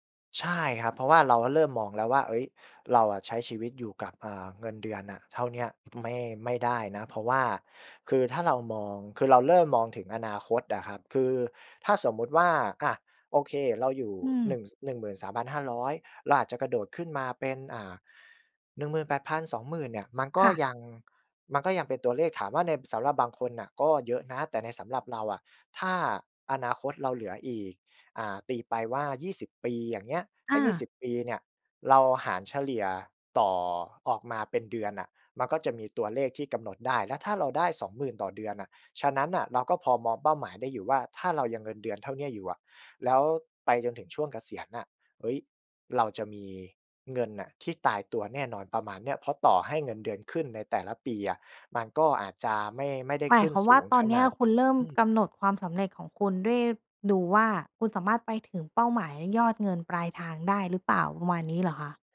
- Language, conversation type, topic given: Thai, podcast, คุณวัดความสำเร็จด้วยเงินเพียงอย่างเดียวหรือเปล่า?
- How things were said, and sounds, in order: other background noise